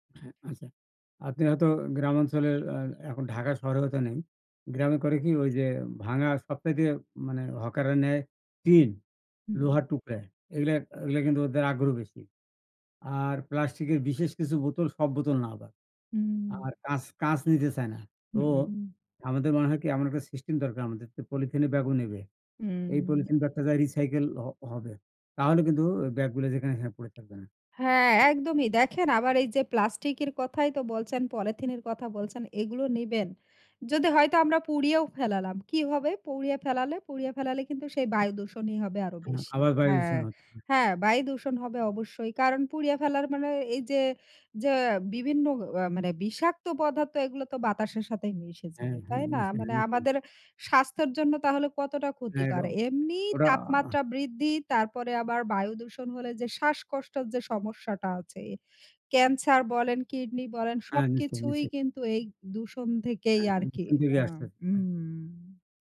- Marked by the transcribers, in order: in English: "recycle"; other noise; unintelligible speech
- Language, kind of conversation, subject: Bengali, unstructured, প্লাস্টিক দূষণ কেন এত বড় সমস্যা?